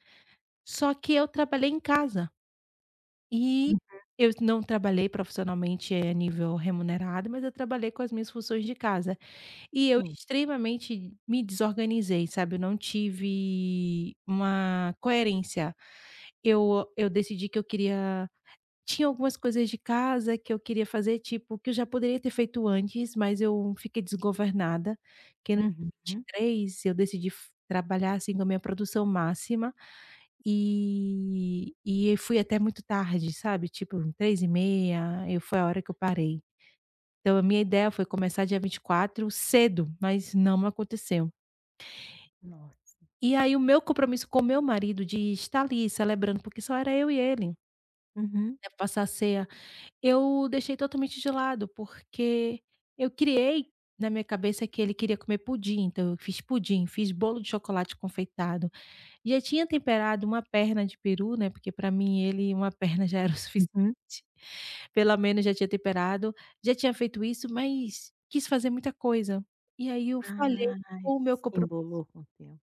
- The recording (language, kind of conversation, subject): Portuguese, advice, Como posso decidir entre compromissos pessoais e profissionais importantes?
- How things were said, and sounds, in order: other background noise